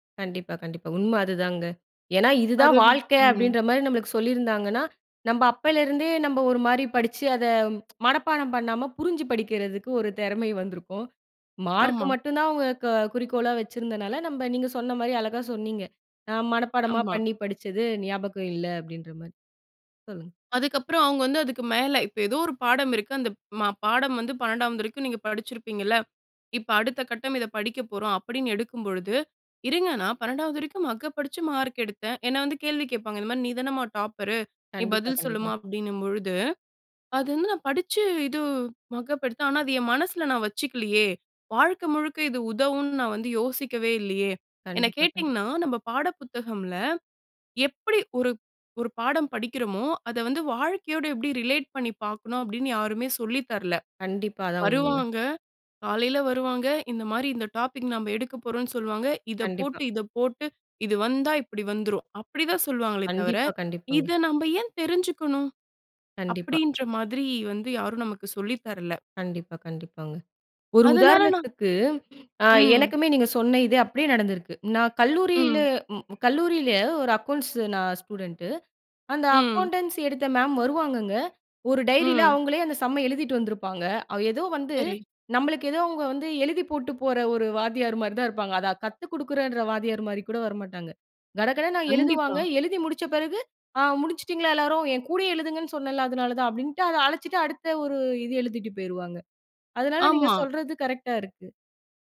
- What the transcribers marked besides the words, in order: in English: "ரிலேட்"; breath; in English: "அக்கவுண்ட்ஸ்"; in English: "ஸ்டூடண்ட்"; in English: "அக்கவுண்டன்சி"; in English: "மேம்"
- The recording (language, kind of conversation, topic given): Tamil, podcast, நீங்கள் கல்வியை ஆயுள் முழுவதும் தொடரும் ஒரு பயணமாகக் கருதுகிறீர்களா?